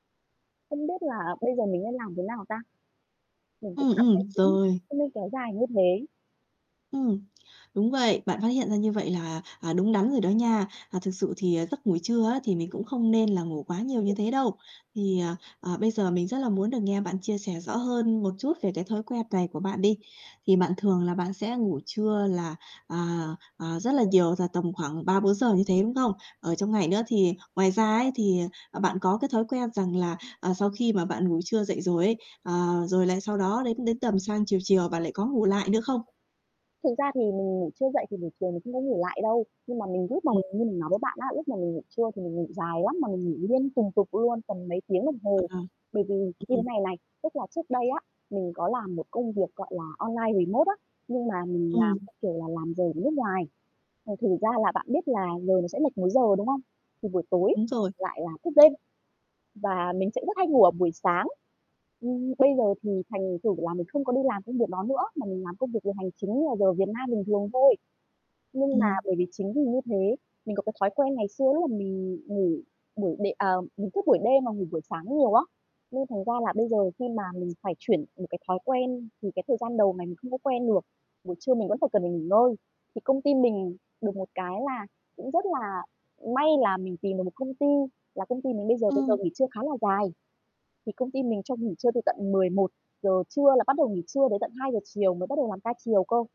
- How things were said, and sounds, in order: static; tapping; other background noise; background speech; in English: "remote"
- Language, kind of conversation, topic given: Vietnamese, advice, Ngủ trưa quá nhiều ảnh hưởng đến giấc ngủ ban đêm của bạn như thế nào?